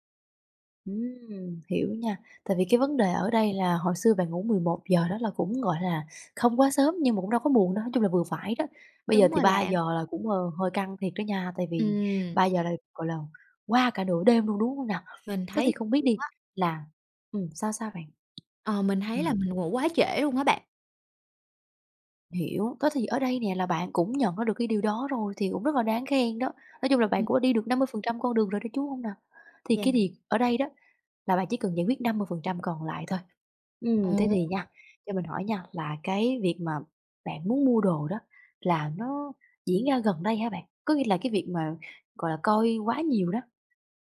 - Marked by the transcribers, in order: tapping; other background noise; "việc" said as "điệc"
- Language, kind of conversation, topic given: Vietnamese, advice, Dùng quá nhiều màn hình trước khi ngủ khiến khó ngủ